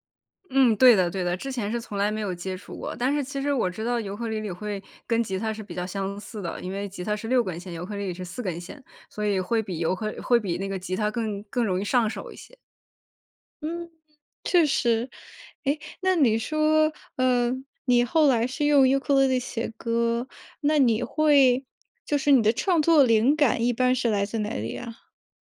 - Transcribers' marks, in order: none
- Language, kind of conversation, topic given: Chinese, podcast, 你怎么让观众对作品产生共鸣?